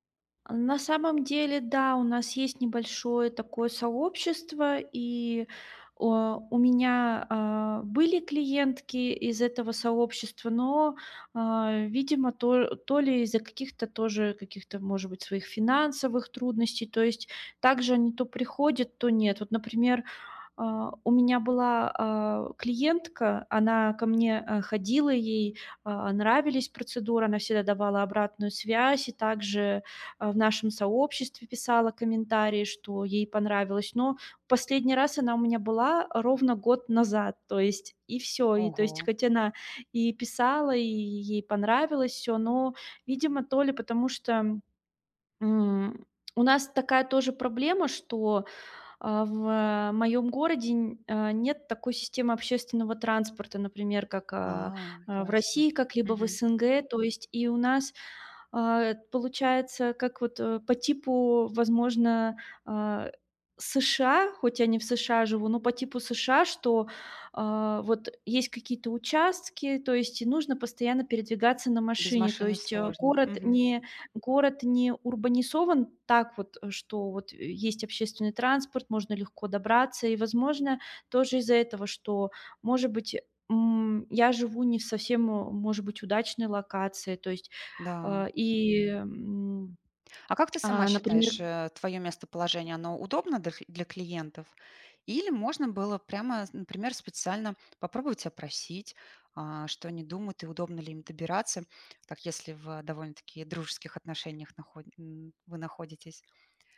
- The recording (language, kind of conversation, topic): Russian, advice, Как мне справиться с финансовой неопределённостью в быстро меняющемся мире?
- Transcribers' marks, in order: tapping; other background noise; "урбанизован" said as "урбанисован"